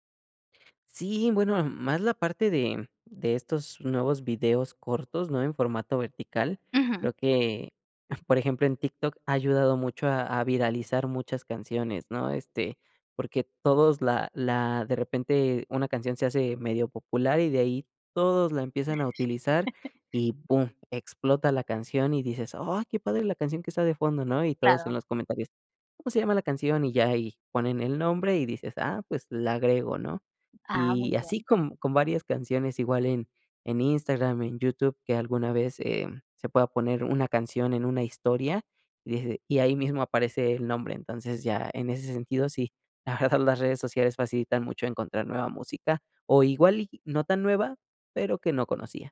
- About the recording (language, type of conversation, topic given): Spanish, podcast, ¿Cómo descubres nueva música hoy en día?
- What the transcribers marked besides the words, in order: other background noise; chuckle